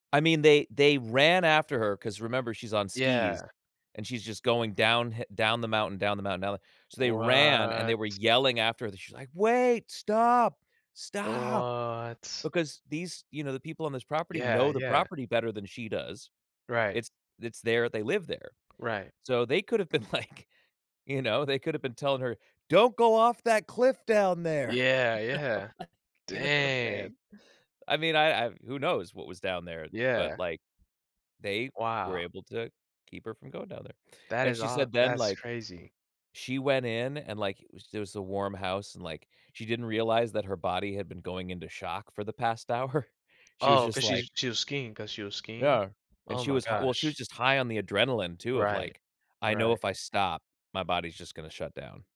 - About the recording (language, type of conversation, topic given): English, unstructured, What factors matter most to you when choosing between a city trip and a countryside getaway?
- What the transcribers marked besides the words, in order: put-on voice: "Wait, stop, stop!"; tapping; laughing while speaking: "like"; put-on voice: "Don't go off that cliff down there"; chuckle; laughing while speaking: "like, you know what I'm saying?"; laughing while speaking: "hour"